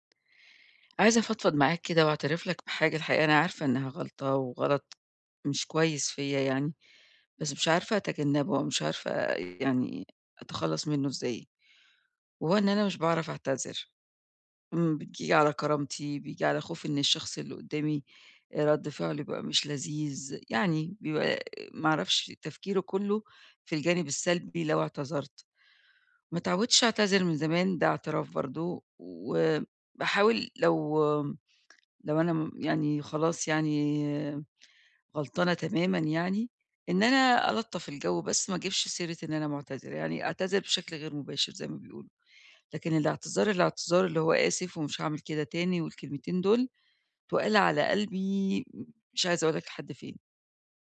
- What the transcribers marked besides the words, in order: other background noise
- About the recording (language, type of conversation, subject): Arabic, advice, إزاي أقدر أعتذر بصدق وأنا حاسس بخجل أو خايف من رد فعل اللي قدامي؟